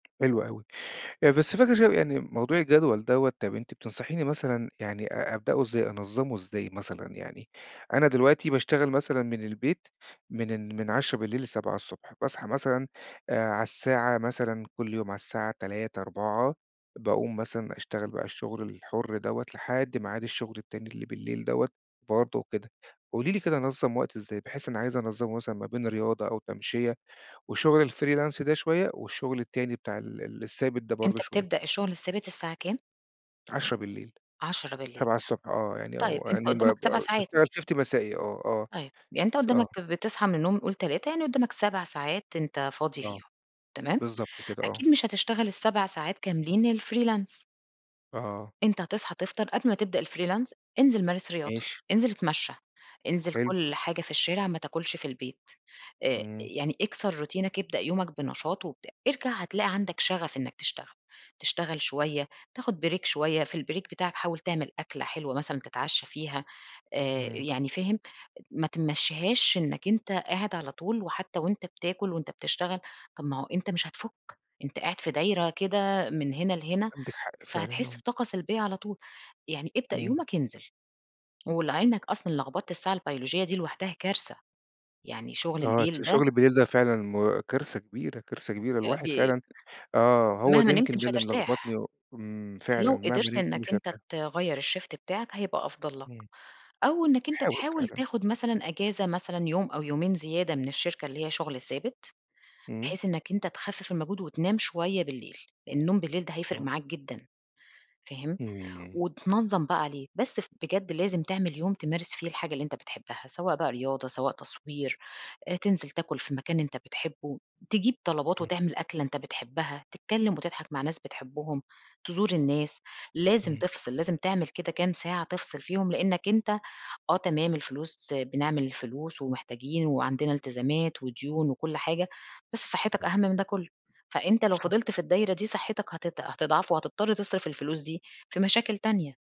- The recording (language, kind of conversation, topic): Arabic, advice, ازاي أقدر أبسّط حياتي وأتخلّص من الزحمة والملل؟
- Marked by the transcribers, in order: tapping; in English: "الfreelance"; in English: "Shift"; in English: "الfreelance"; in English: "الfreelance"; in English: "روتينك"; in English: "بريك"; in English: "البريك"; in English: "الShift"